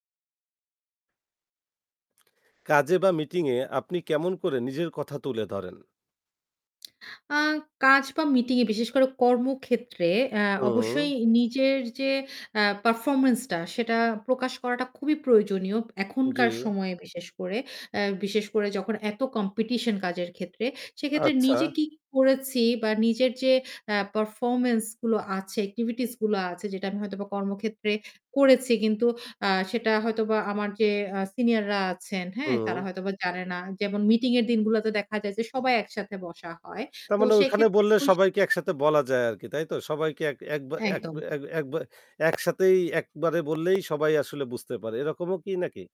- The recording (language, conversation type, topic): Bengali, podcast, কাজে বা মিটিংয়ে আপনি কীভাবে নিজের কথা স্পষ্টভাবে তুলে ধরেন?
- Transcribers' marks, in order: other background noise; lip smack; distorted speech; static